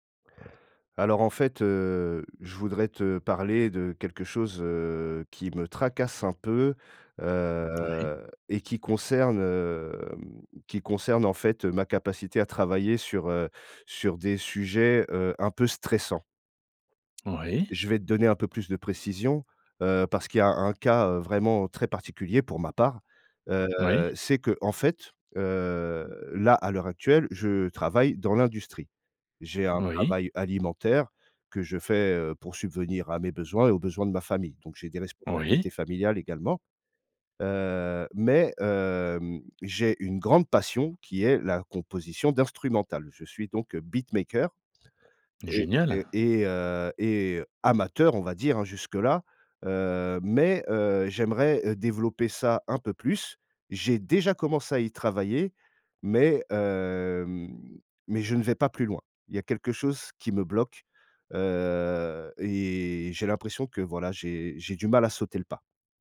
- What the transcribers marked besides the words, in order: drawn out: "heu"; in English: "beatmaker"
- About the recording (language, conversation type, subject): French, advice, Comment le stress et l’anxiété t’empêchent-ils de te concentrer sur un travail important ?